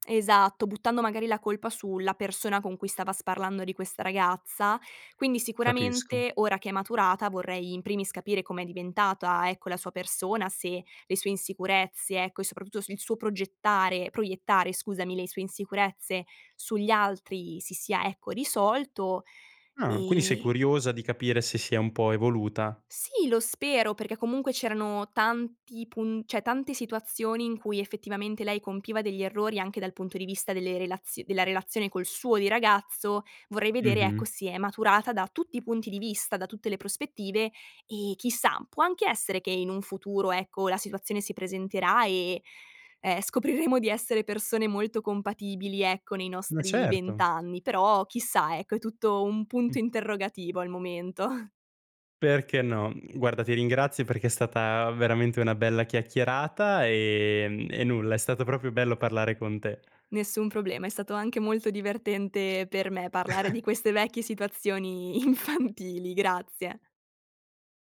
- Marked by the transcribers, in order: "diventata" said as "diventatoa"; "cioè" said as "ceh"; laughing while speaking: "momento"; "proprio" said as "propio"; chuckle; laughing while speaking: "infantili"
- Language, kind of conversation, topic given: Italian, podcast, Come si può ricostruire la fiducia dopo un errore?